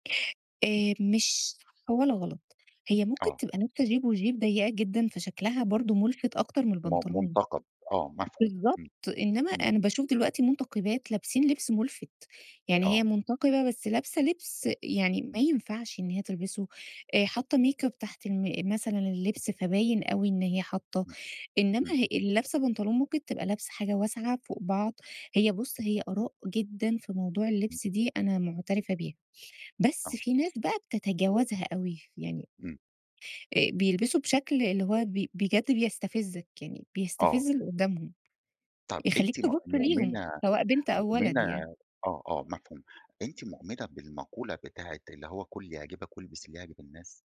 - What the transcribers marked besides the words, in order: in French: "jupe وjupe"; tapping; in English: "make up"; other background noise
- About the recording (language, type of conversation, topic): Arabic, podcast, إزاي بتتعامل/بتتعاملي مع آراء الناس على لبسك؟